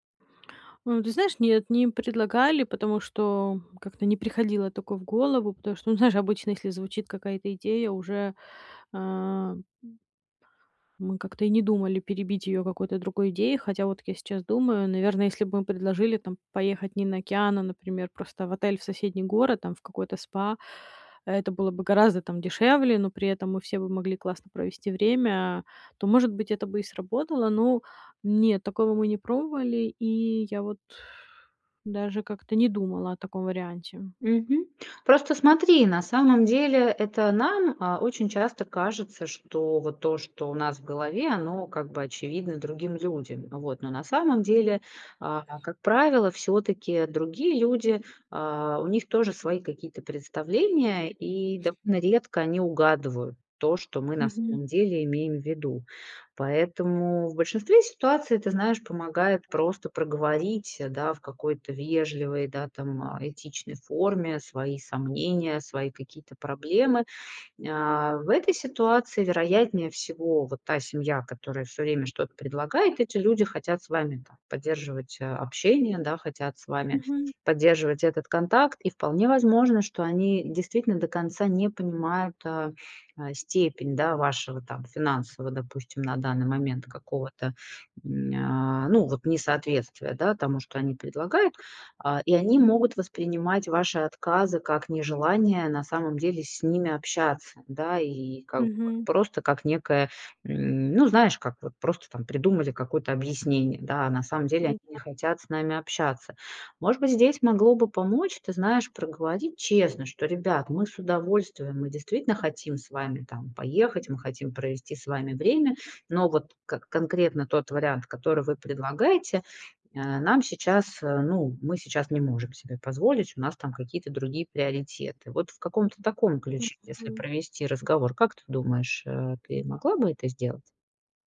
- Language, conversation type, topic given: Russian, advice, Как справиться с давлением друзей, которые ожидают, что вы будете тратить деньги на совместные развлечения и подарки?
- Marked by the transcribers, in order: other background noise